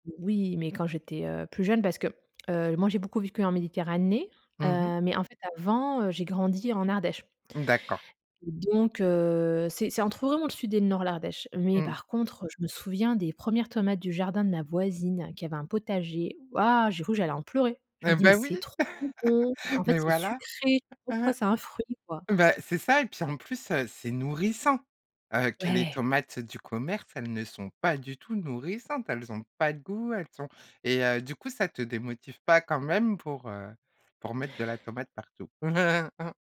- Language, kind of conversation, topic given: French, podcast, Comment la cuisine de ta région t’influence-t-elle ?
- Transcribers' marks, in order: laugh; chuckle; stressed: "nourrissant"; chuckle